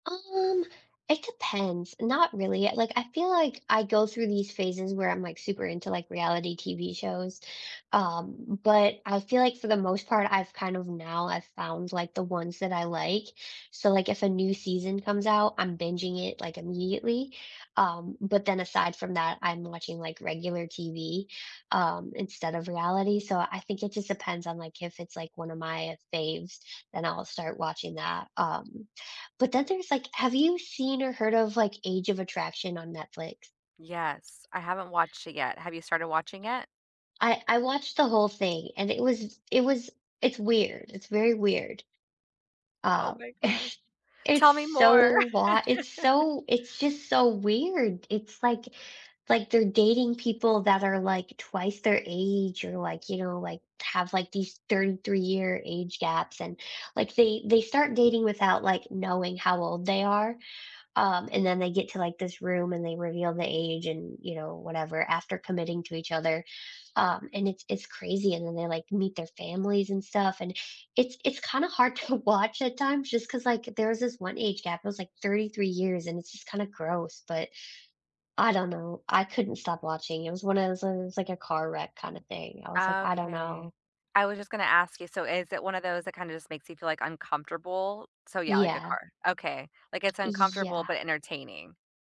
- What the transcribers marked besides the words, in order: other background noise; chuckle; chuckle; laughing while speaking: "to"; tapping
- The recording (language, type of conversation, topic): English, unstructured, Which reality shows do you secretly enjoy, and what keeps you hooked?
- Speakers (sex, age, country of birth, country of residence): female, 30-34, United States, United States; female, 40-44, United States, United States